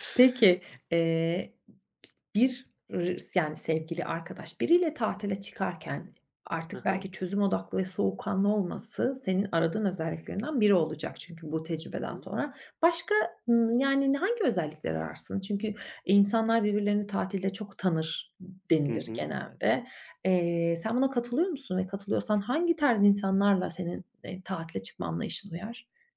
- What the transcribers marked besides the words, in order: other background noise
- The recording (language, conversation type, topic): Turkish, podcast, Yolculukta öğrendiğin en önemli ders neydi?
- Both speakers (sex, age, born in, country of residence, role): female, 35-39, Turkey, Italy, host; male, 30-34, Turkey, Poland, guest